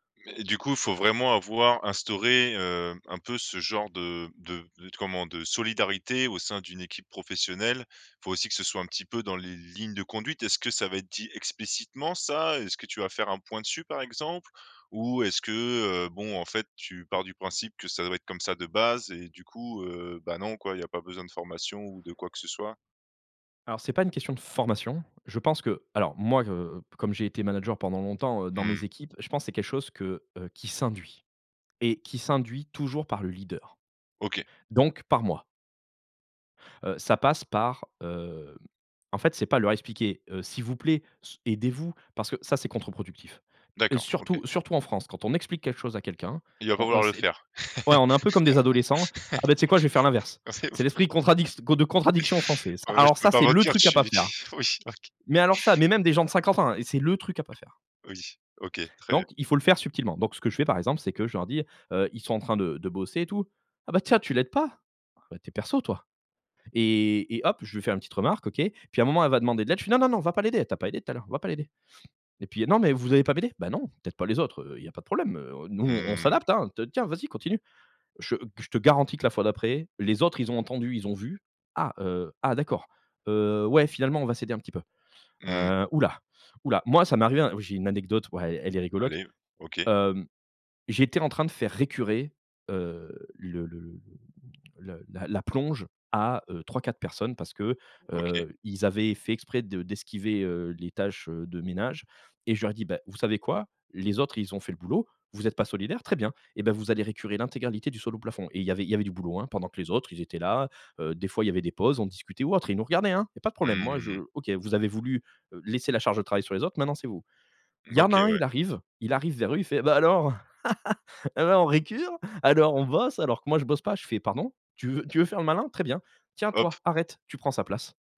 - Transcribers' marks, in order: laugh; laughing while speaking: "je suis, oui, OK"; tapping; put-on voice: "Ah bah tiens, tu l'aide pas ? Bah, tu es perso toi"; put-on voice: "Bah, alors ! Et, alors on … je bosse pas"; laugh
- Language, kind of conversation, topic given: French, podcast, Comment apprendre à poser des limites sans se sentir coupable ?